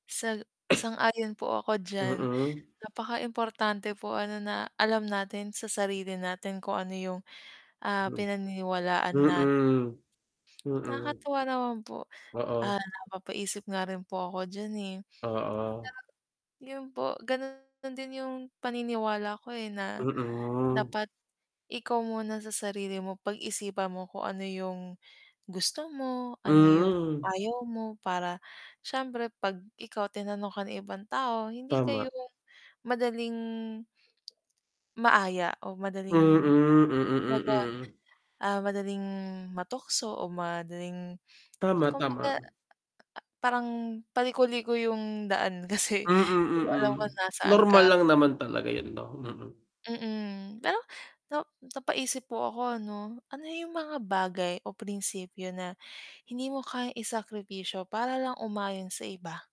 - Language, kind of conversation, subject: Filipino, unstructured, Paano mo tinitiyak na nananatili kang totoo sa sarili mo?
- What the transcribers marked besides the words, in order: cough; mechanical hum; static; other background noise; tapping; distorted speech